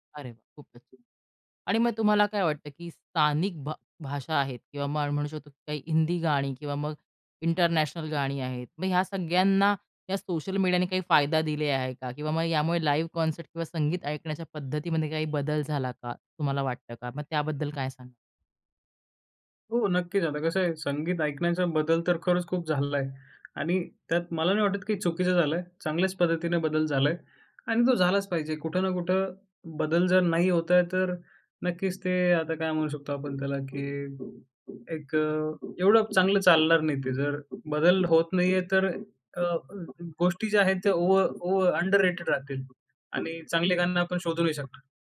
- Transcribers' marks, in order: unintelligible speech; tapping; in English: "इंटरनॅशनल"; in English: "लाईव्ह कॉन्सर्ट"; in English: "ओव ओव अंडररेटेड"
- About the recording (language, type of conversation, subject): Marathi, podcast, सोशल मीडियामुळे तुमच्या संगीताच्या आवडीमध्ये कोणते बदल झाले?